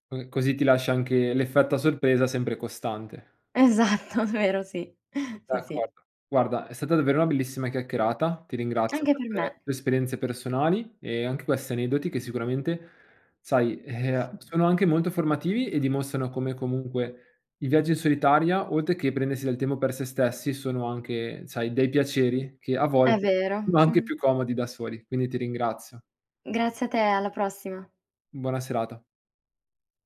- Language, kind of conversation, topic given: Italian, podcast, Come ti prepari prima di un viaggio in solitaria?
- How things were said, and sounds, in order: laughing while speaking: "Esatto"; chuckle; chuckle; chuckle